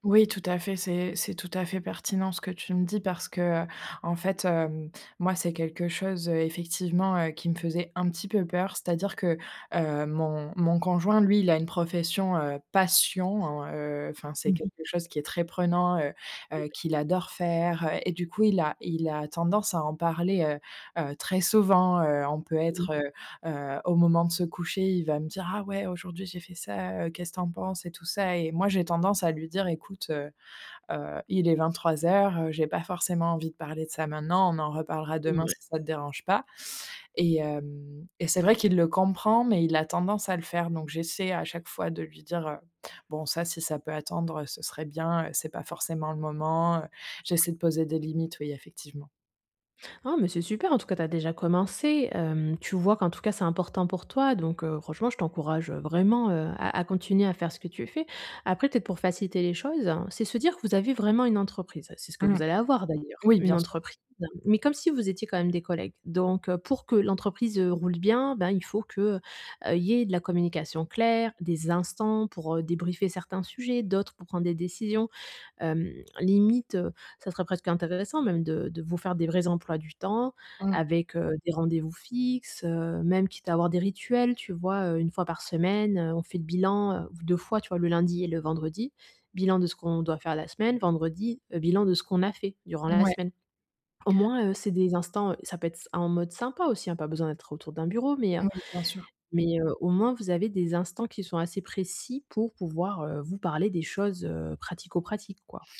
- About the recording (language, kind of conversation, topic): French, advice, Comment puis-je mieux séparer mon travail de ma vie personnelle pour me sentir moins stressé ?
- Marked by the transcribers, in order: stressed: "passion"; stressed: "instants"